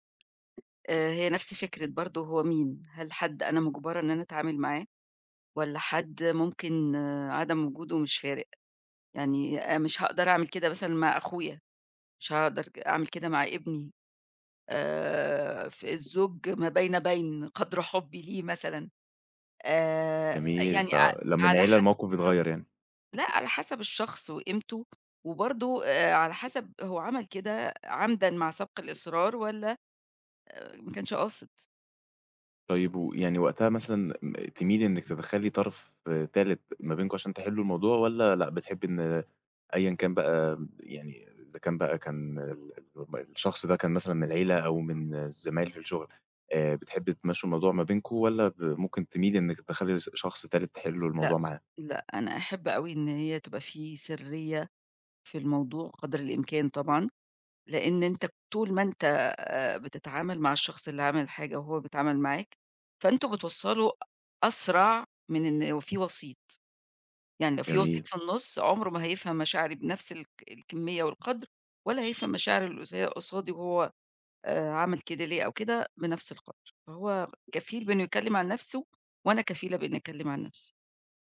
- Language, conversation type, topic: Arabic, podcast, إيه الطرق البسيطة لإعادة بناء الثقة بعد ما يحصل خطأ؟
- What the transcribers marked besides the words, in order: tapping